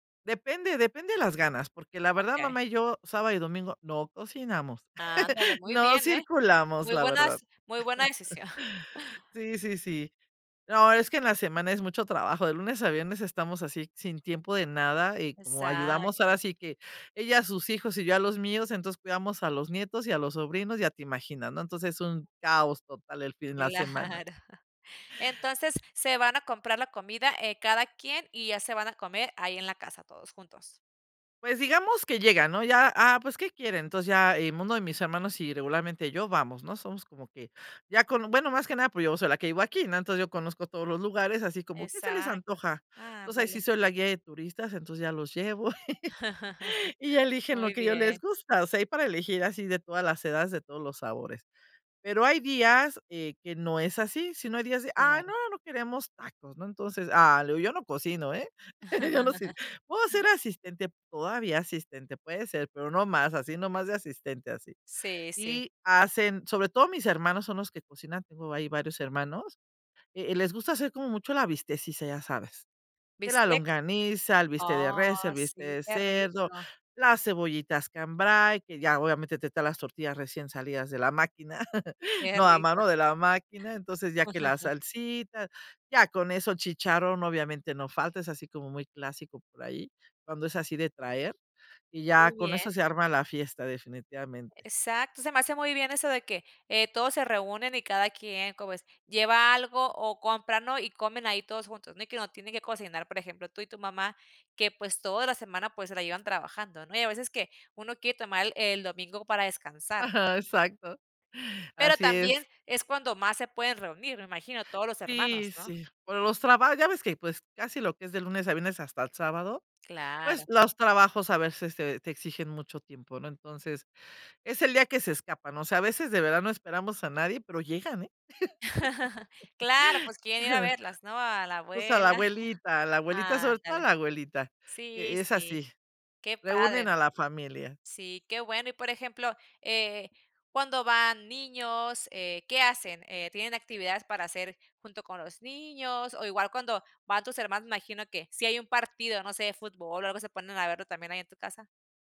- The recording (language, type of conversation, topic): Spanish, podcast, ¿Cómo se vive un domingo típico en tu familia?
- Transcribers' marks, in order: chuckle; laugh; chuckle; laughing while speaking: "Claro"; laugh; chuckle; chuckle; chuckle; "bistequeada" said as "bistecisa"; chuckle; other background noise; chuckle; chuckle; other noise